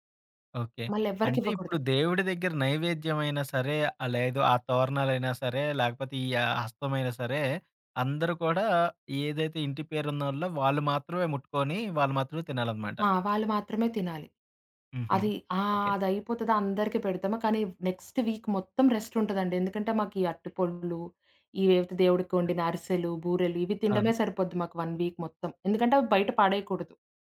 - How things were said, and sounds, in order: in English: "నెక్సట్ వీక్"; other background noise; in English: "వన్ వీక్"
- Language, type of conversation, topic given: Telugu, podcast, మీ కుటుంబ సంప్రదాయాల్లో మీకు అత్యంత ఇష్టమైన సంప్రదాయం ఏది?